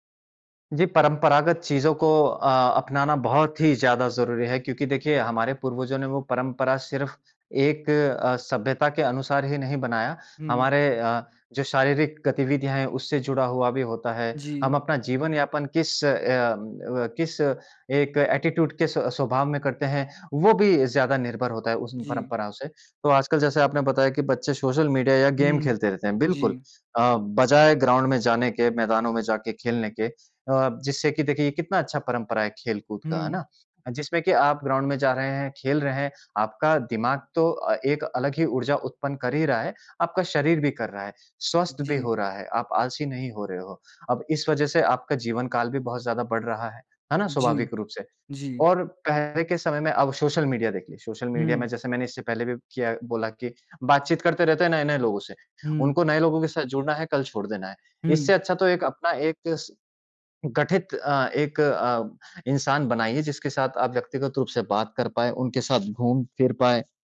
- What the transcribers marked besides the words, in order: in English: "एटीट्यूड"; in English: "गेम"; in English: "ग्राउंड"; in English: "ग्राउंड"; other background noise
- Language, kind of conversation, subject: Hindi, podcast, नई पीढ़ी तक परंपराएँ पहुँचाने का आपका तरीका क्या है?